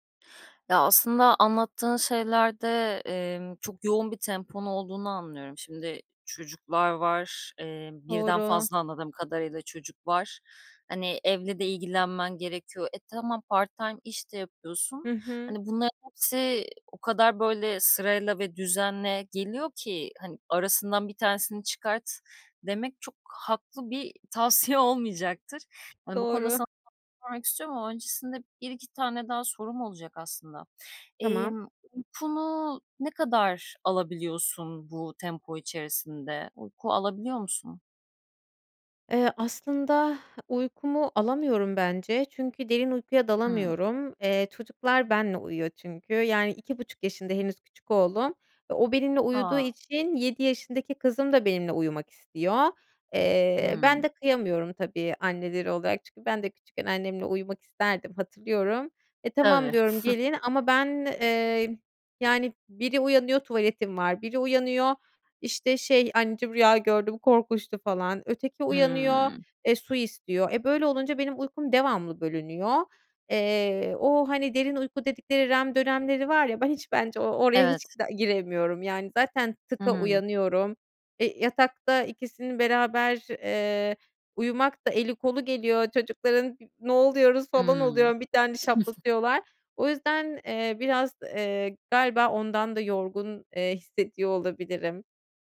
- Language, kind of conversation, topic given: Turkish, advice, Gün içinde dinlenmeye zaman bulamıyor ve sürekli yorgun mu hissediyorsun?
- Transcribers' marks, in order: other background noise; chuckle; chuckle